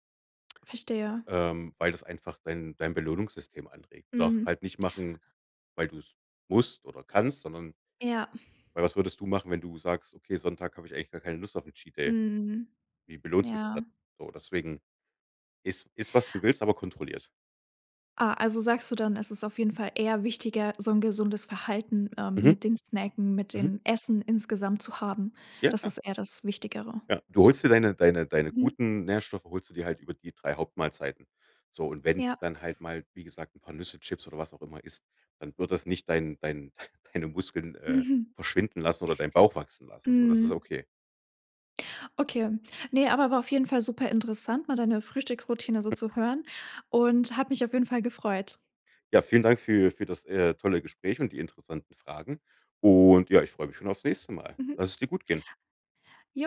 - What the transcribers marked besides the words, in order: in English: "Cheat-Day"; chuckle; chuckle
- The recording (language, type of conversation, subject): German, podcast, Wie sieht deine Frühstücksroutine aus?